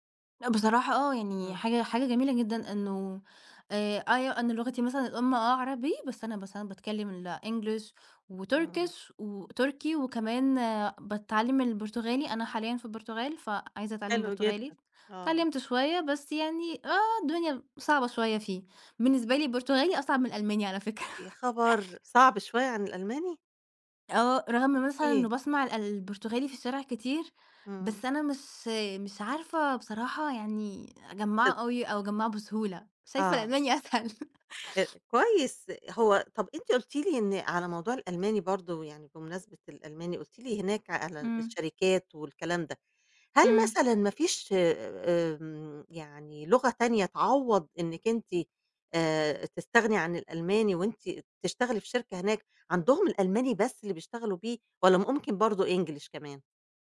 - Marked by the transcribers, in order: chuckle; laughing while speaking: "أسهل"; unintelligible speech
- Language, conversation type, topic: Arabic, podcast, إيه اللي بيحفزك تفضل تتعلم دايمًا؟